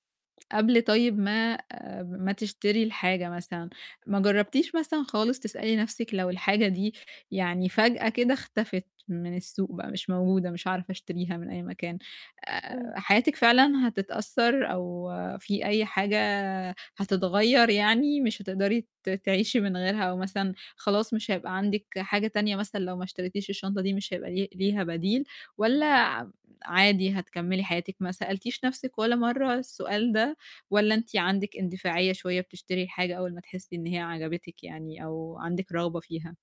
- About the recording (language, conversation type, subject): Arabic, advice, إزاي أعرف لو أنا محتاج الحاجة دي بجد ولا مجرد رغبة قبل ما أشتريها؟
- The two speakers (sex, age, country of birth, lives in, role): female, 20-24, Egypt, Egypt, advisor; female, 20-24, Egypt, Egypt, user
- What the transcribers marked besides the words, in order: none